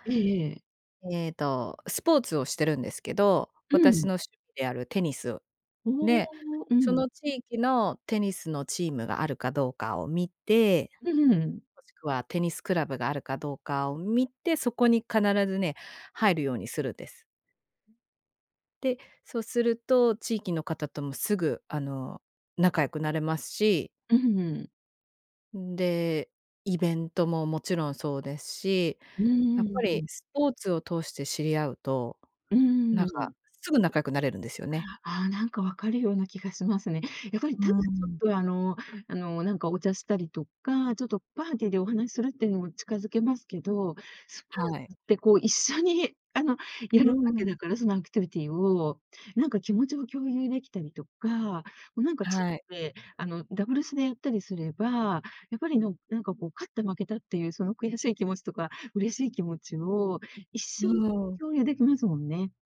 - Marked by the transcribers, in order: none
- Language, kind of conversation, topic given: Japanese, podcast, 新しい地域で人とつながるには、どうすればいいですか？